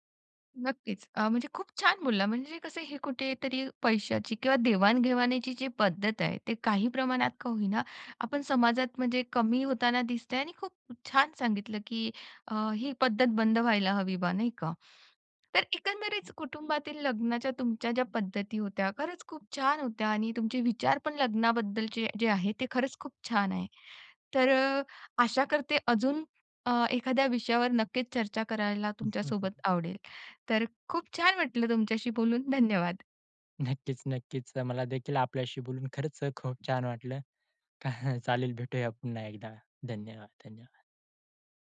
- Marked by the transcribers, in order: chuckle; chuckle
- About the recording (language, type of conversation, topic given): Marathi, podcast, तुमच्या कुटुंबात लग्नाची पद्धत कशी असायची?